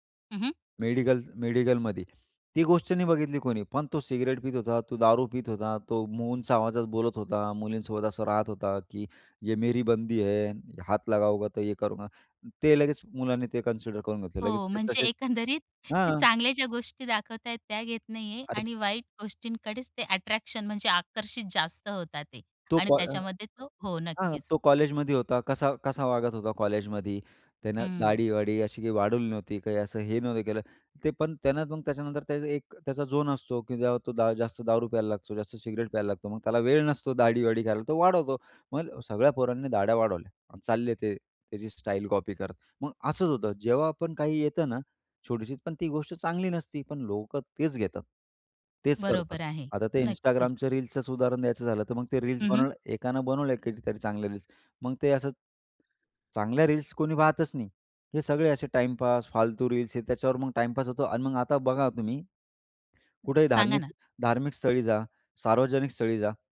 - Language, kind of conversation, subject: Marathi, podcast, पॉप संस्कृतीने समाजावर कोणते बदल घडवून आणले आहेत?
- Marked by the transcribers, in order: in Hindi: "ये मेरी बंदी है, हात लगावोगे तो ये करूंगा"; in English: "कन्सिडर"; other background noise; laughing while speaking: "एकंदरीत ते चांगल्या ज्या गोष्टी दाखवत आहेत"; in English: "अट्रॅक्शन"; in English: "झोन"